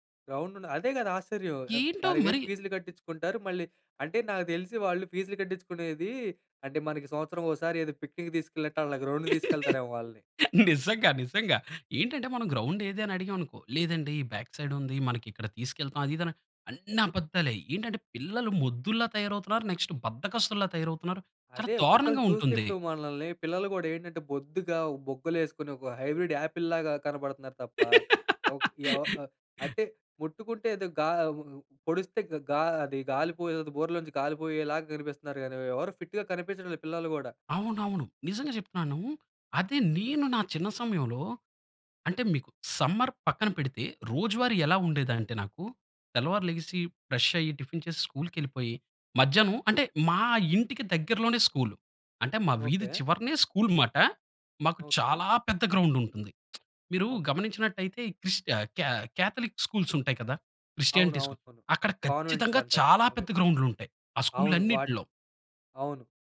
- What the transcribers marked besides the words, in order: in English: "పిక్నిక్"; in English: "గ్రౌండ్‌కి"; laughing while speaking: "నిజంగా నిజంగా"; in English: "గ్రౌండ్"; in English: "బ్యాక్ సైడ్"; in English: "నెక్స్ట్"; in English: "హైబ్రిడ్"; laugh; in English: "ఫిట్‌గా"; in English: "సమ్మర్"; in English: "ఫ్రెష్"; in English: "స్కూల్‌కి"; in English: "స్కూల్"; in English: "స్కూల్"; tsk; in English: "క్యాథలిక్ స్కూల్స్"; in English: "క్రిస్టియానిటీ"
- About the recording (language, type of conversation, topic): Telugu, podcast, వీధిలో ఆడే ఆటల గురించి నీకు ఏదైనా మధురమైన జ్ఞాపకం ఉందా?